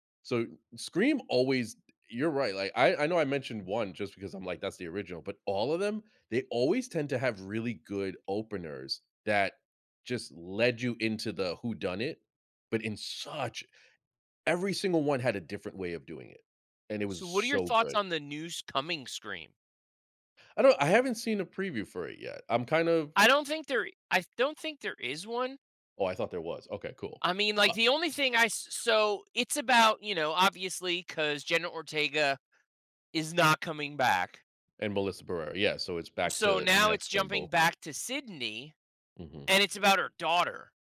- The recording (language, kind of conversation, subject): English, unstructured, Which film's opening should I adapt for a sequel, and how?
- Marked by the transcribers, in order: anticipating: "in such"; stressed: "so"; other background noise